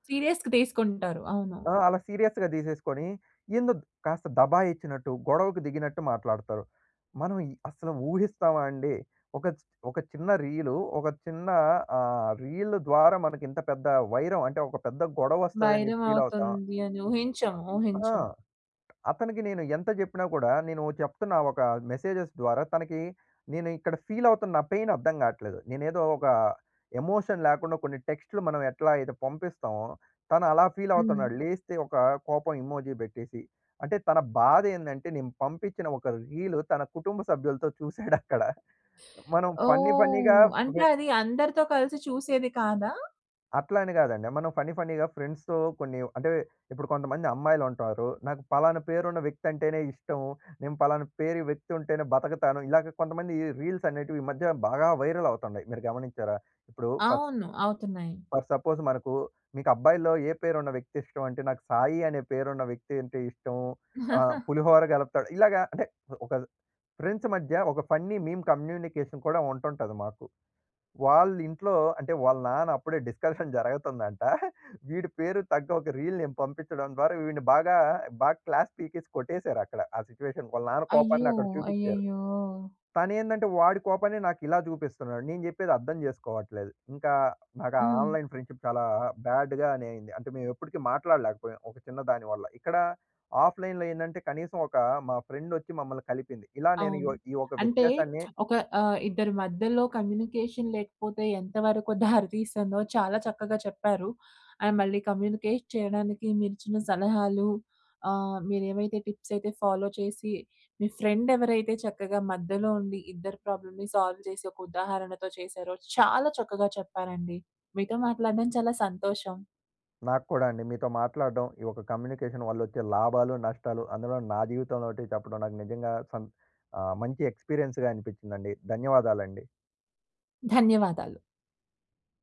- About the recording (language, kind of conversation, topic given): Telugu, podcast, బాగా సంభాషించడానికి మీ సలహాలు ఏవి?
- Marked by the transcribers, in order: in English: "సీరియస్‌గా"; in English: "సీరియస్‌గా"; in English: "రీల్"; in English: "రీల్"; in English: "ఫీల్"; other noise; tapping; in English: "మెసేజెస్"; in English: "ఫీల్"; in English: "పెయిన్"; in English: "ఎమోషన్"; in English: "ఫీల్"; in English: "ఎమోజి"; chuckle; in English: "ఫన్నీ ఫన్నీగా"; in English: "ఫన్నీ ఫన్నీగా ఫ్రెండ్స్‌తో"; in English: "రీల్స్"; in English: "వైరల్"; in English: "ఫర్"; in English: "ఫర్ సపోజ్"; giggle; in English: "ఫ్రెండ్స్"; in English: "ఫన్నీ మీమ్ కమ్యూనికేషన్"; in English: "డిస్కషన్"; giggle; in English: "రీల్"; in English: "క్లాస్"; in English: "సిట్యుయేషన్"; in English: "ఆన్లైన్ ఫ్రెండ్షిప్"; in English: "బాడ్"; in English: "ఆఫ్లైన్‌లో"; in English: "ఫ్రెండ్"; lip smack; in English: "కమ్యూనికేషన్"; chuckle; in English: "అండ్"; in English: "కమ్యూనికేట్"; in English: "టిప్స్"; in English: "ఫాలో"; in English: "ఫ్రెండ్"; in English: "ప్రాబ్లమ్‌ని సాల్వ్"; in English: "కమ్యూనికేషన్"; in English: "ఎక్స్పీరియన్స్‌గా"